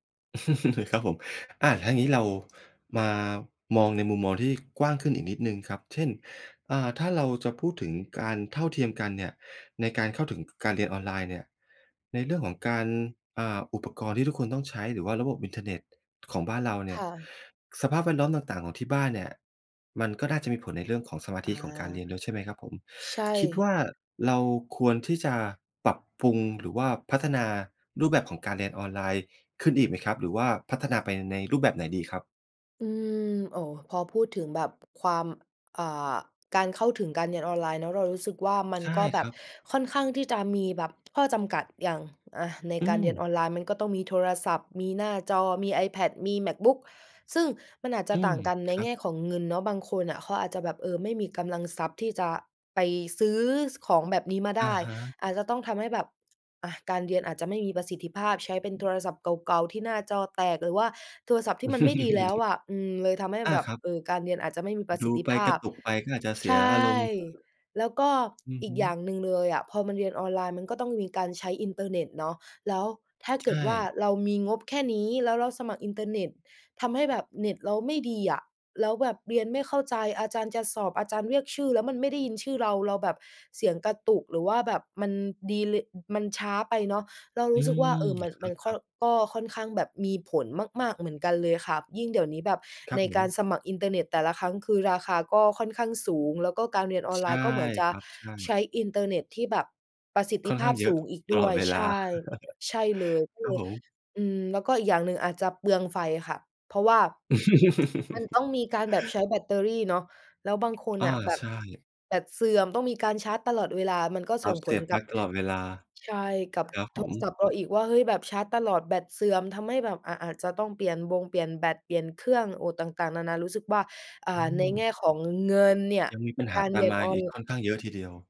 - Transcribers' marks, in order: chuckle; other background noise; chuckle; chuckle; chuckle
- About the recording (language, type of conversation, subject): Thai, podcast, เรียนออนไลน์กับเรียนในห้องเรียนต่างกันอย่างไรสำหรับคุณ?